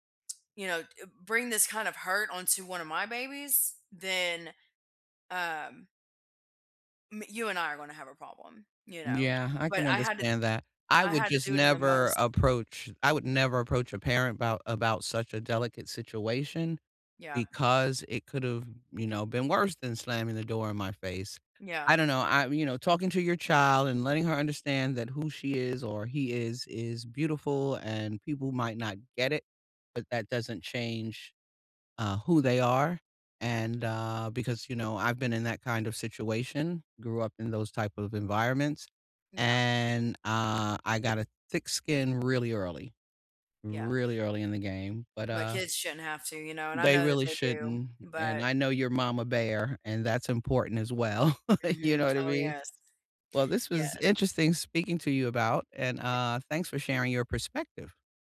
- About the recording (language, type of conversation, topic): English, unstructured, How can you work toward big goals without burning out, while also building strong, supportive relationships?
- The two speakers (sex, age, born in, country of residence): female, 30-34, United States, United States; female, 55-59, United States, United States
- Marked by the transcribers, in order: other background noise; background speech; tapping; chuckle